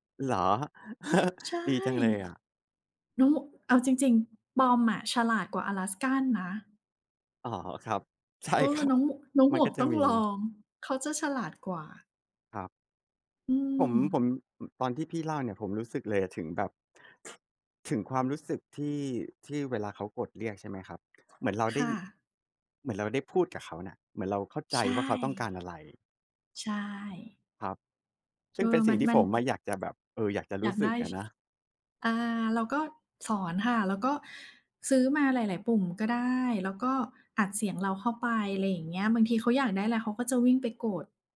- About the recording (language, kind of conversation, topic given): Thai, unstructured, สัตว์เลี้ยงทำให้ชีวิตของคุณเปลี่ยนแปลงไปอย่างไรบ้าง?
- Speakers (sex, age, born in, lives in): female, 45-49, Thailand, Thailand; male, 30-34, Thailand, Thailand
- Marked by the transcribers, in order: chuckle; other background noise; laughing while speaking: "ใช่ครับ"